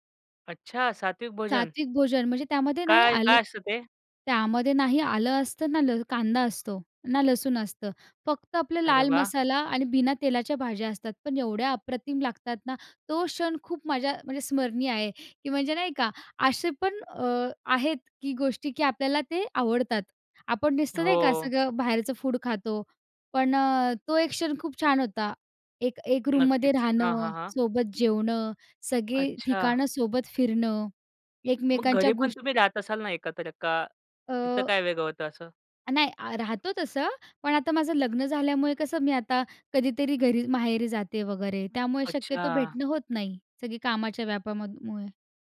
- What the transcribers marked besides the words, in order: in English: "रूममध्ये"
- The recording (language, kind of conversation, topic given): Marathi, podcast, एकत्र प्रवास करतानाच्या आठवणी तुमच्यासाठी का खास असतात?